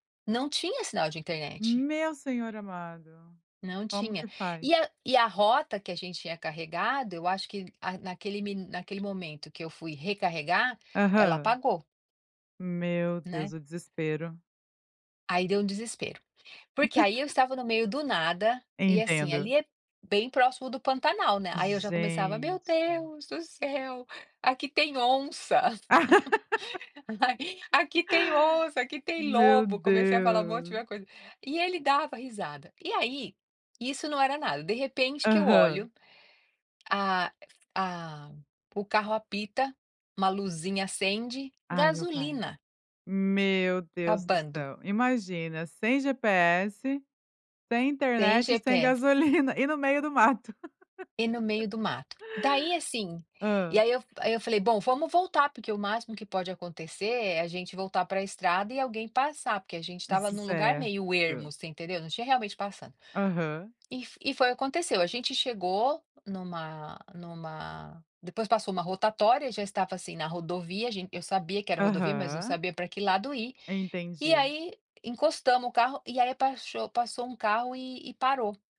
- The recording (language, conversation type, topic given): Portuguese, podcast, Você já usou a tecnologia e ela te salvou — ou te traiu — quando você estava perdido?
- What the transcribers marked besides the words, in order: laugh; laugh; unintelligible speech; other background noise; laughing while speaking: "gasolina"; laugh